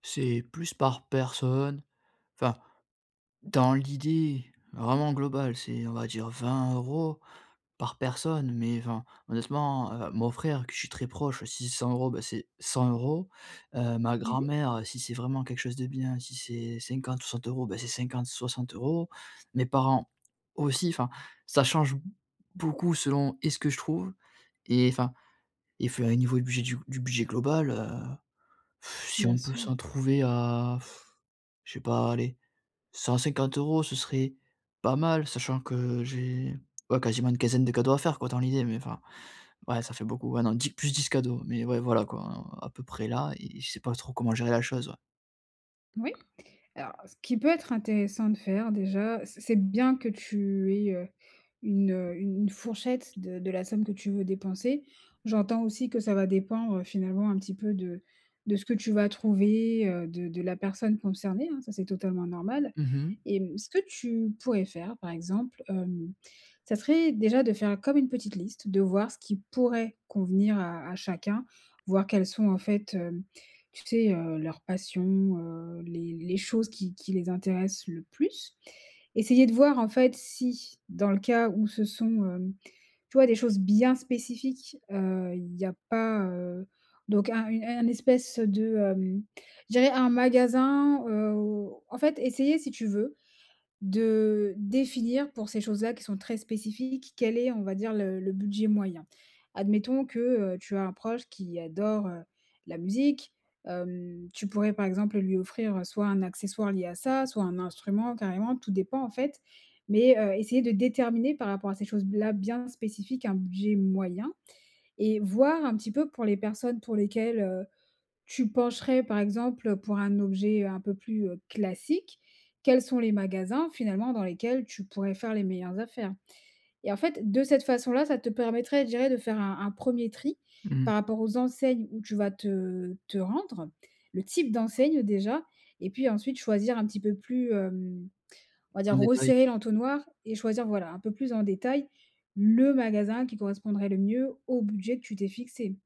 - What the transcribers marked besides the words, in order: blowing; tapping; other background noise
- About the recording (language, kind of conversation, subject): French, advice, Comment puis-je acheter des vêtements ou des cadeaux ce mois-ci sans dépasser mon budget ?